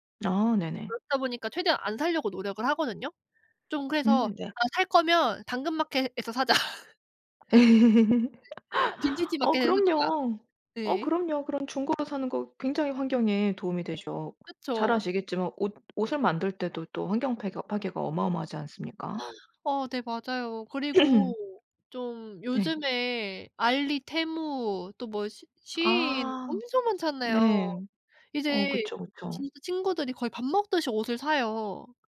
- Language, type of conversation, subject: Korean, advice, 환경 가치와 불필요한 소비 사이에서 갈등하는 상황을 설명해 주실 수 있나요?
- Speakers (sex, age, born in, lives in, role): female, 25-29, South Korea, Netherlands, user; female, 40-44, United States, Sweden, advisor
- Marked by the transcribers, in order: laughing while speaking: "사자"; tapping; laugh; other background noise; gasp; throat clearing